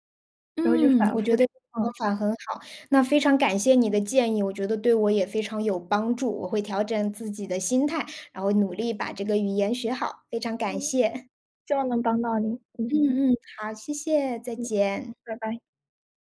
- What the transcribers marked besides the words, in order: none
- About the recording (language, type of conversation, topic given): Chinese, advice, 语言障碍让我不敢开口交流